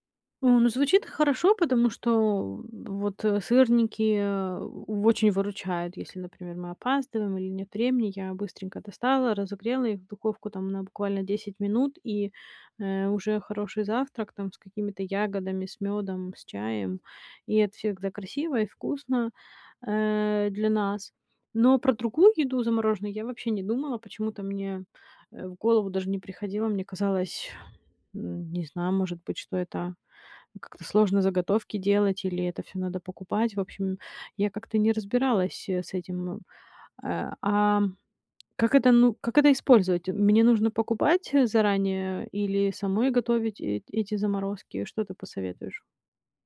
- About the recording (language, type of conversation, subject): Russian, advice, Как научиться готовить полезную еду для всей семьи?
- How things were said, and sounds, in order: none